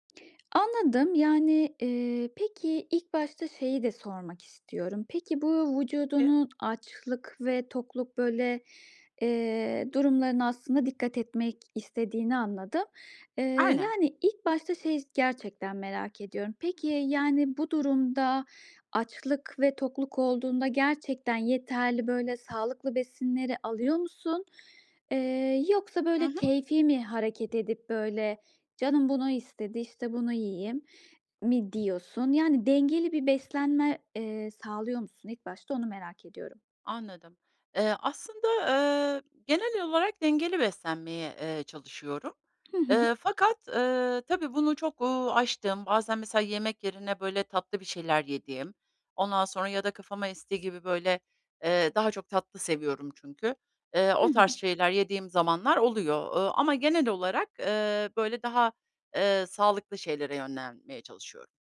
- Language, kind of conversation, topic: Turkish, advice, Vücudumun açlık ve tokluk sinyallerini nasıl daha doğru tanıyabilirim?
- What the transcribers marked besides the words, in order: other background noise; other noise